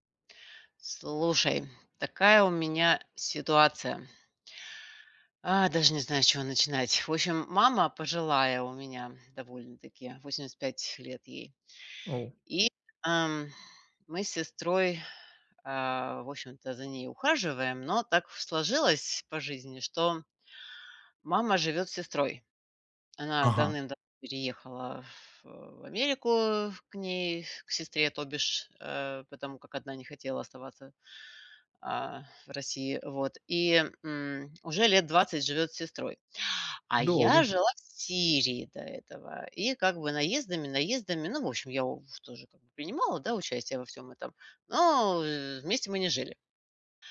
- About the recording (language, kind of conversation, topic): Russian, advice, Как организовать уход за пожилым родителем и решить семейные споры о заботе и расходах?
- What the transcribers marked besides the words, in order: none